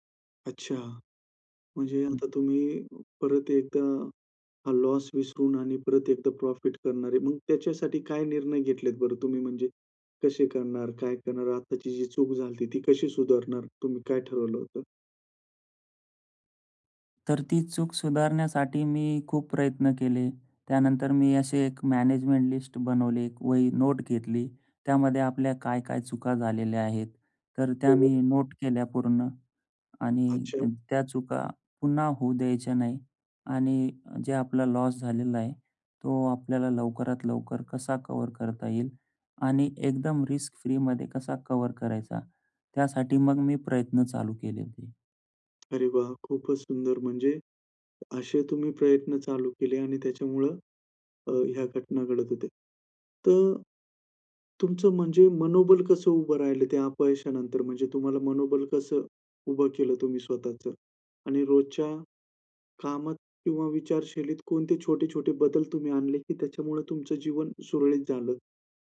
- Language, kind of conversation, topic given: Marathi, podcast, कामात अपयश आलं तर तुम्ही काय शिकता?
- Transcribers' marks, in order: in English: "लॉस"; in English: "रिस्क फ्रीमध्ये"; tapping